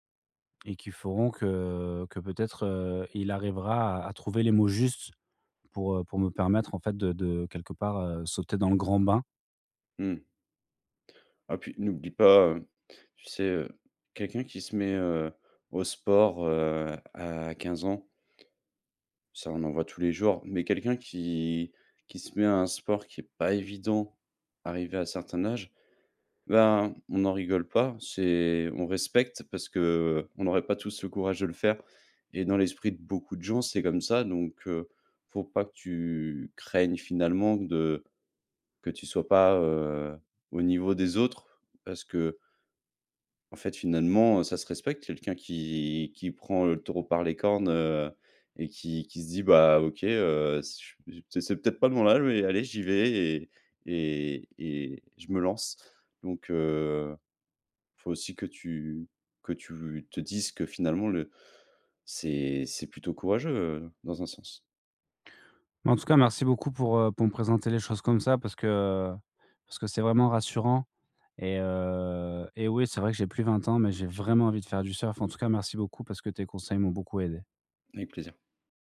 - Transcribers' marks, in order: stressed: "justes"; stressed: "grand bain"
- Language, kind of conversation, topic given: French, advice, Comment puis-je surmonter ma peur d’essayer une nouvelle activité ?